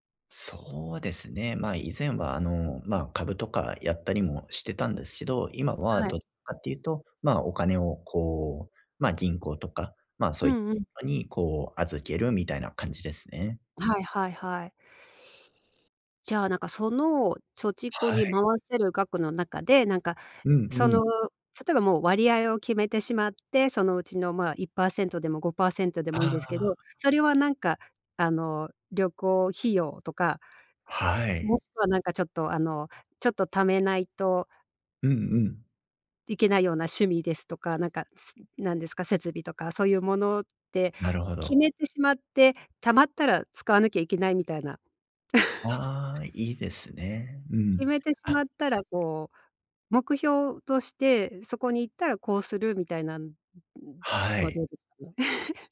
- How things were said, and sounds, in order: tapping; chuckle; unintelligible speech; chuckle
- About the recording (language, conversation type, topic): Japanese, advice, 将来の貯蓄と今の消費のバランスをどう取ればよいですか？